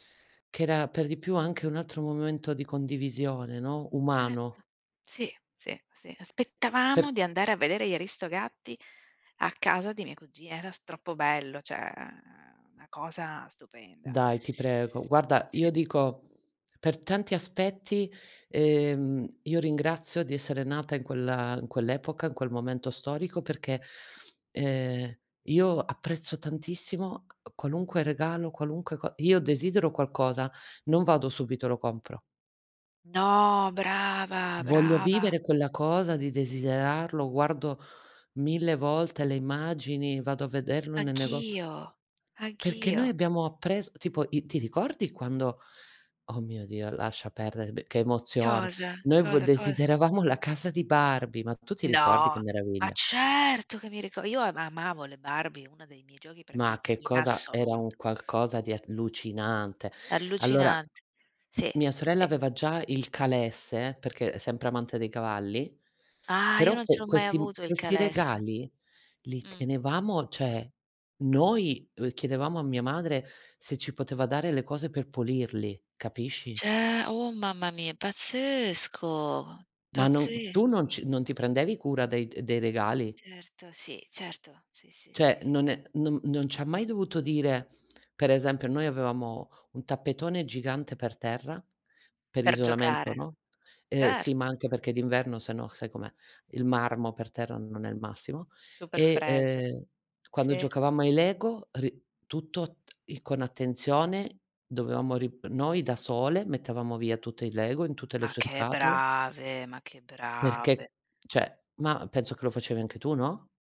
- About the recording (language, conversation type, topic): Italian, unstructured, Qual è un ricordo d’infanzia che ti fa sorridere?
- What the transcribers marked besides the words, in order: drawn out: "ceh"; "cioè" said as "ceh"; other noise; other background noise; drawn out: "No, brava, brava"; drawn out: "Anch'io"; stressed: "No"; drawn out: "certo"; stressed: "certo"; stressed: "assoluto"; "cioè" said as "ceh"; stressed: "noi"; drawn out: "Ce"; drawn out: "pazzesco"; "Cioè" said as "Ceh"; drawn out: "brave"; drawn out: "brave"; "cioè" said as "ceh"